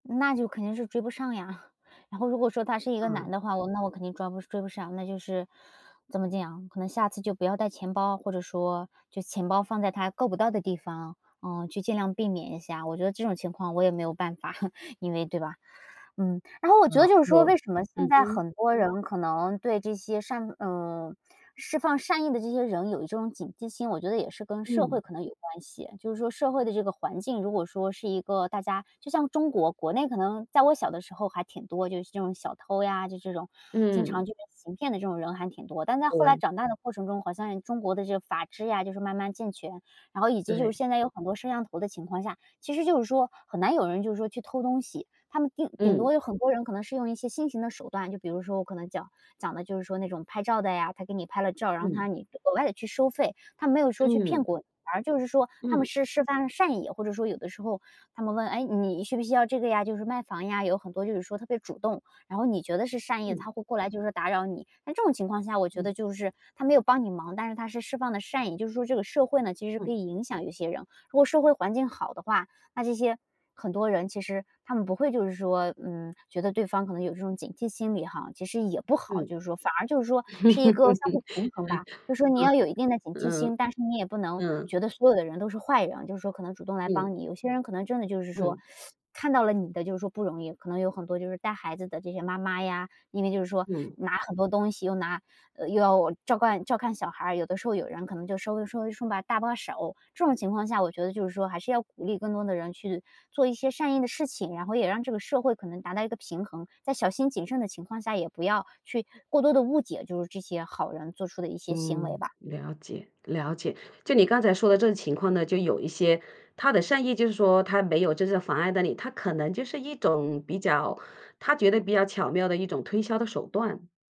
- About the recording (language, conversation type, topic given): Chinese, podcast, 你在路上有没有遇到过有人帮了你一个大忙？
- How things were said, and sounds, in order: chuckle; chuckle; tapping; other background noise; laugh; teeth sucking